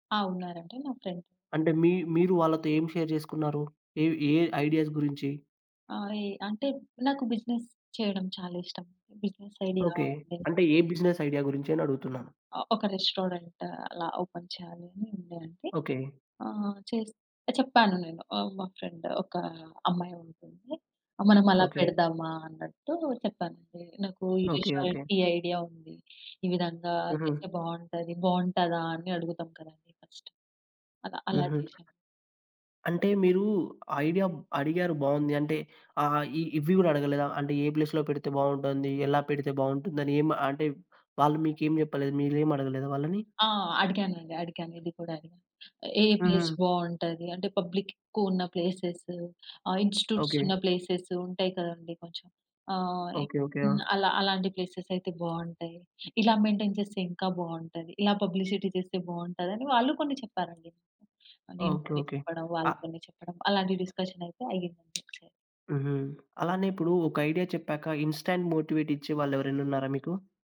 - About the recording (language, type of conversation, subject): Telugu, podcast, మీరు మీ సృజనాత్మక గుర్తింపును ఎక్కువగా ఎవరితో పంచుకుంటారు?
- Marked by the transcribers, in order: in English: "ఫ్రెండ్"; in English: "షేర్"; in English: "ఐడియాస్"; in English: "బిజినెస్"; in English: "బిజినెస్"; in English: "బిజినెస్"; in English: "రెస్టారెంట్"; in English: "ఓపెన్"; in English: "ఫ్రెండ్"; in English: "రెస్టారెంట్"; in English: "ఫస్ట్"; other background noise; in English: "ప్లేస్‌లో"; in English: "ప్లేస్"; in English: "పబ్లిక్"; in English: "ప్లేసెస్"; in English: "ఇన్‌స్టిట్యూట్స్"; in English: "ప్లేసెస్"; in English: "ప్లేసెస్"; in English: "మెయింటైన్"; in English: "పబ్లిసిటీ"; in English: "డిస్‌కషన్"; in English: "ఇన్‌స్టాంట్ మోటివేట్"